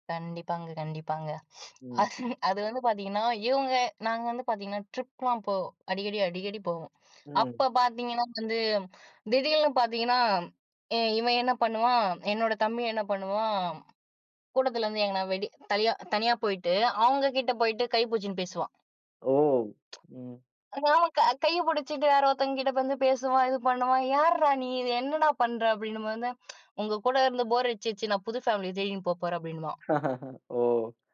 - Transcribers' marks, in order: sniff; in English: "ட்ரிப்லாம்"; "திடீர்னு" said as "திடீல்னு"; "புடுச்சின்னு" said as "புச்சின்னு"; other noise; tsk; unintelligible speech; tsk; laugh
- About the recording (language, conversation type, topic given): Tamil, podcast, கடைசியாக உங்களைச் சிரிக்க வைத்த சின்ன தருணம் என்ன?